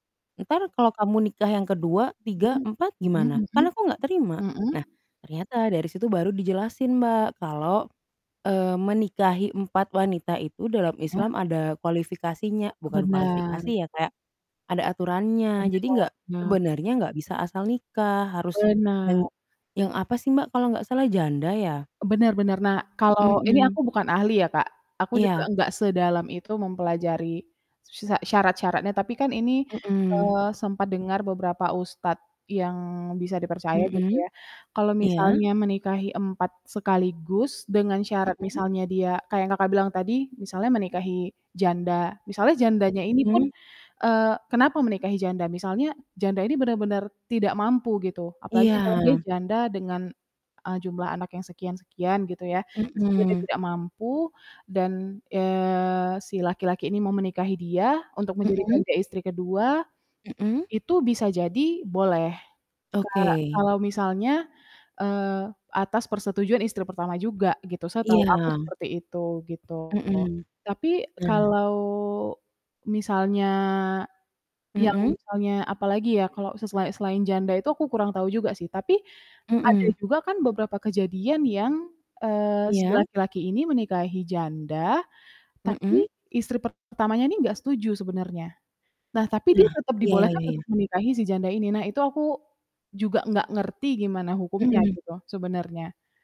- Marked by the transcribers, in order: distorted speech; tapping
- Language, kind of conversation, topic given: Indonesian, unstructured, Apa yang paling membuatmu kesal tentang stereotip budaya atau agama?